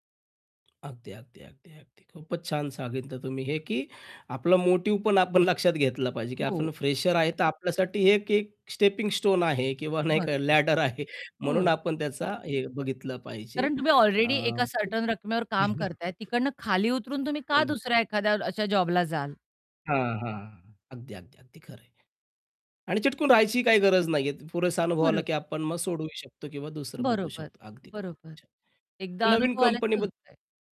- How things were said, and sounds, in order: tapping; in English: "मोटिव्ह"; static; in English: "स्टेपिंग स्टोन"; laughing while speaking: "लॅडर आहे"; in English: "लॅडर"; other background noise; distorted speech; in English: "सर्टन"; chuckle
- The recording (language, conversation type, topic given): Marathi, podcast, नोकरी बदलताना जोखीम तुम्ही कशी मोजता?